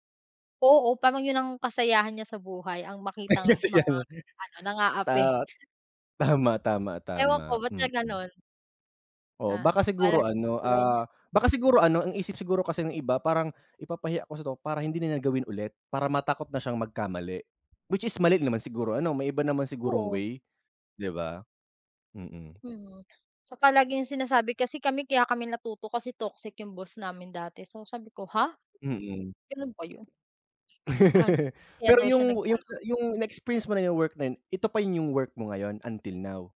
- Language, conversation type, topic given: Filipino, unstructured, Ano ang pinakamahalagang katangian ng isang mabuting katrabaho?
- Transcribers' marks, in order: other noise; laugh